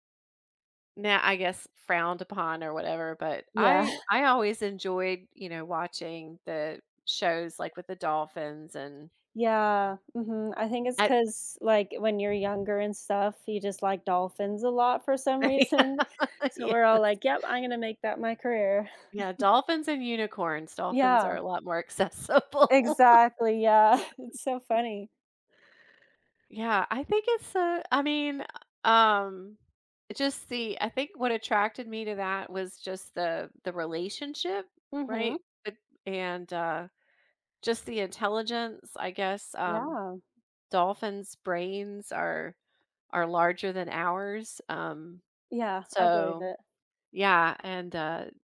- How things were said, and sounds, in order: chuckle; other background noise; laugh; laughing while speaking: "Yeah, yes"; chuckle; laughing while speaking: "accessible"; chuckle
- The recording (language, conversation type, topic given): English, unstructured, How do oceans shape our world in ways we might not realize?
- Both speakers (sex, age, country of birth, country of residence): female, 30-34, United States, United States; female, 55-59, United States, United States